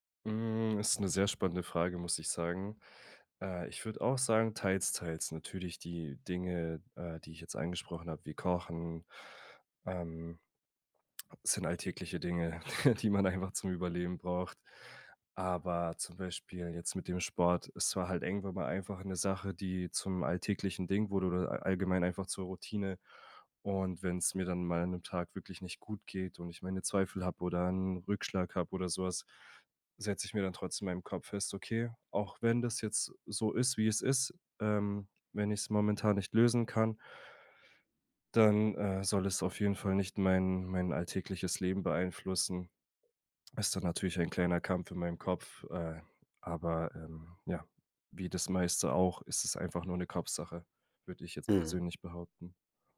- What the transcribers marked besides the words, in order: drawn out: "Hm"; chuckle
- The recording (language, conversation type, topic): German, podcast, Wie gehst du mit Zweifeln bei einem Neuanfang um?